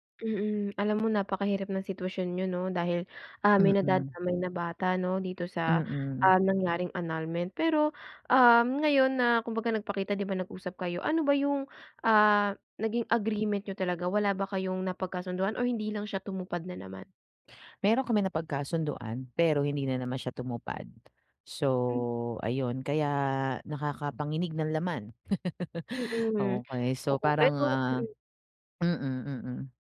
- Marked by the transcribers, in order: tapping; laugh
- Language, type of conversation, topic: Filipino, advice, Paano kami makakahanap ng kompromiso sa pagpapalaki ng anak?